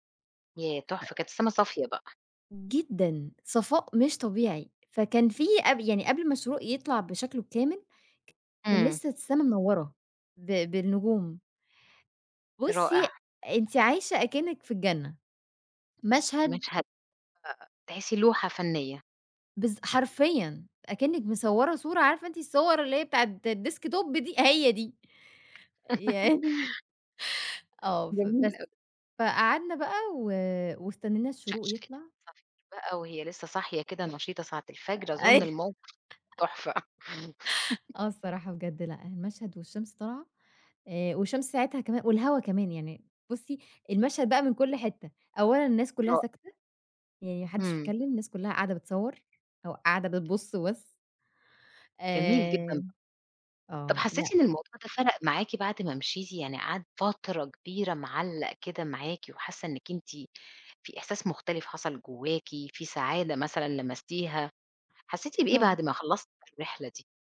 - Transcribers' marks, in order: tapping; unintelligible speech; laugh; in English: "الديسك توب"; laughing while speaking: "ين"; unintelligible speech; other background noise; laugh; laughing while speaking: "تحفة"; laugh; unintelligible speech
- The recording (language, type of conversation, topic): Arabic, podcast, إيه أجمل غروب شمس أو شروق شمس شفته وإنت برّه مصر؟